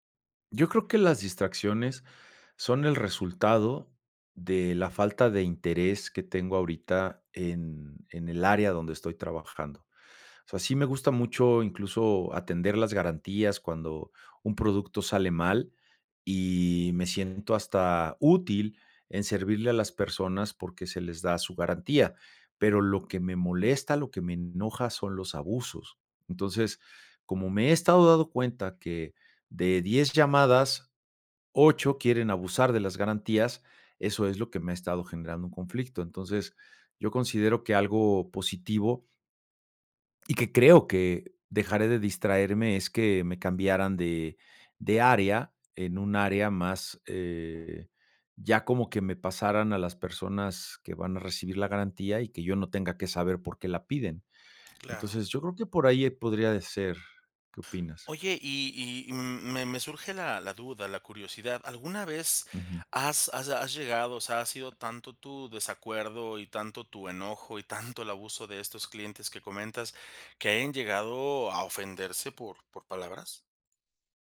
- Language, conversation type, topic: Spanish, advice, ¿Qué distracciones frecuentes te impiden concentrarte en el trabajo?
- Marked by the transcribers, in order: other background noise; tapping